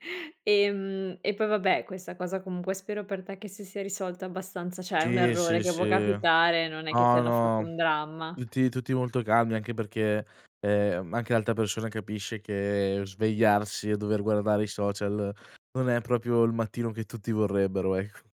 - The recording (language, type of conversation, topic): Italian, podcast, Cosa ti spinge a controllare i social appena ti svegli?
- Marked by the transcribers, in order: "cioè" said as "ceh"